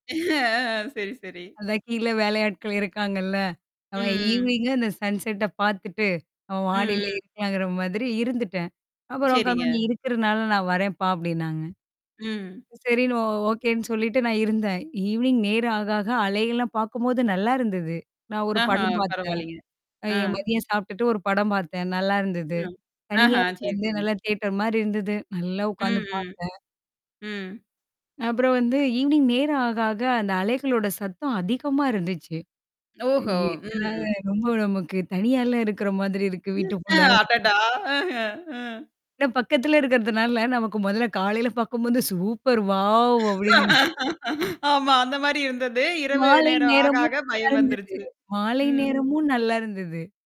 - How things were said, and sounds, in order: laughing while speaking: "ஆ சரி சரி"; static; distorted speech; in English: "ஈவினிங்க"; drawn out: "ம்"; in English: "சன்செட்ட"; unintelligible speech; other noise; in English: "ஈவினிங்"; in English: "தியேட்டர்"; in English: "ஈவினிங்"; tapping; laughing while speaking: "அஹ ம்"; in English: "சூப்பர் வாவ்"; laughing while speaking: "ஆமா அந்த மாரி இருந்தது! இரவு நேரம் ஆக ஆக பயம் வந்துருச்சு"
- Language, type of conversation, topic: Tamil, podcast, ஒரு வாரம் தனியாக பொழுதுபோக்குக்கு நேரம் கிடைத்தால், அந்த நேரத்தை நீங்கள் எப்படி செலவிடுவீர்கள்?